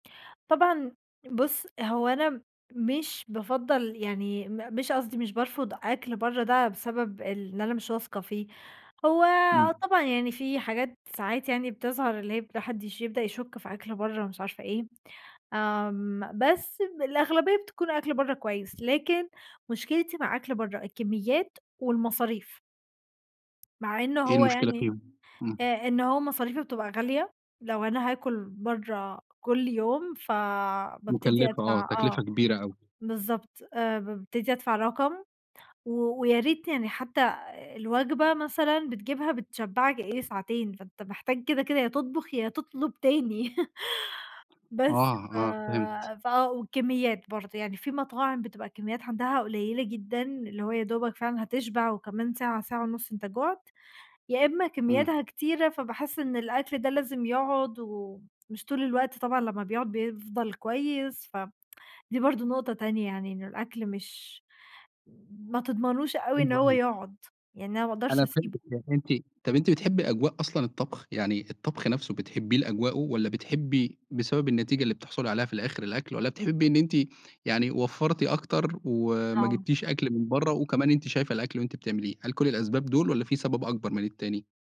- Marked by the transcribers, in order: tapping; laugh; tsk
- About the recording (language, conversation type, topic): Arabic, podcast, بتحب تطبخ ولا تشتري أكل جاهز؟